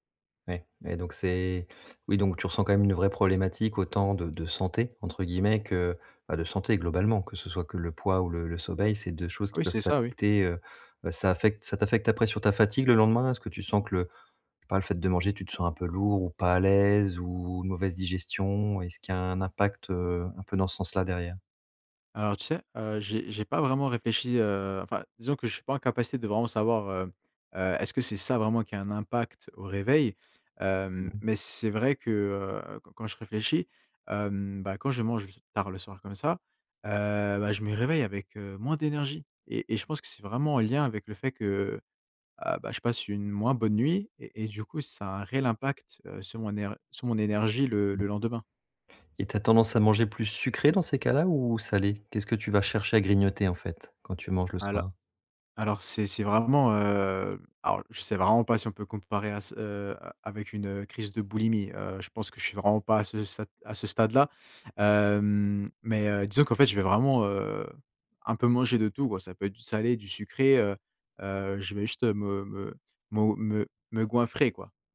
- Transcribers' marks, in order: other background noise; stressed: "ça"; stressed: "réveil"; unintelligible speech; stressed: "Hem"
- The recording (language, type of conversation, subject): French, advice, Comment arrêter de manger tard le soir malgré ma volonté d’arrêter ?